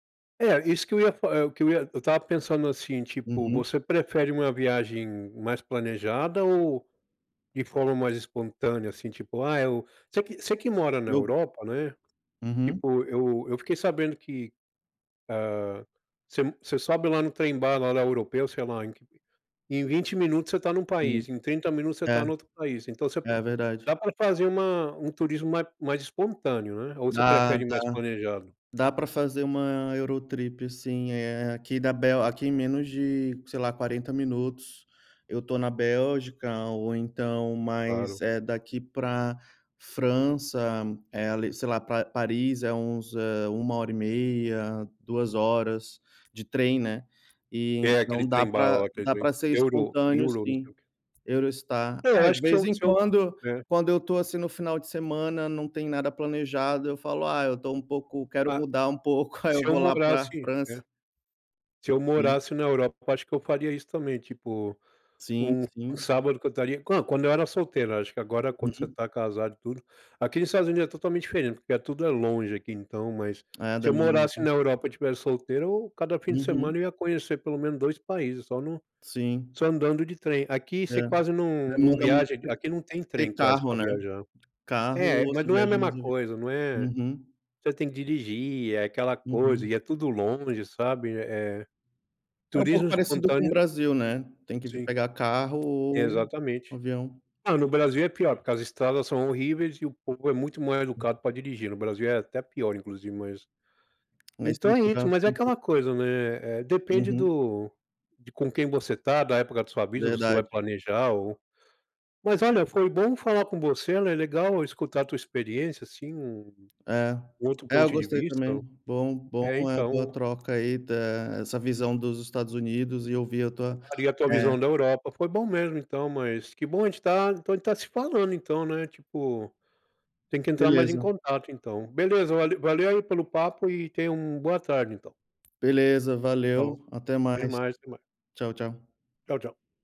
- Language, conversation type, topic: Portuguese, unstructured, Qual foi a viagem mais inesquecível que você já fez?
- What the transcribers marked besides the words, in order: laugh; unintelligible speech; tapping; unintelligible speech